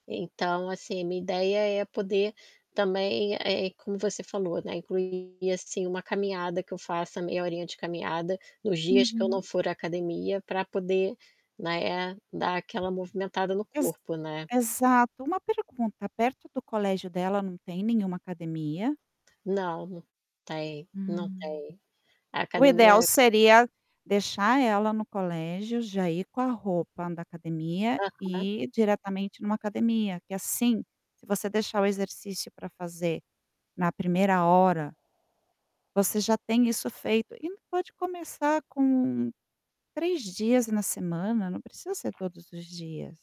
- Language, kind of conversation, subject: Portuguese, advice, Como posso descrever a perda de motivação no trabalho diário?
- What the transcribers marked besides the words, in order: static; distorted speech; tapping; other background noise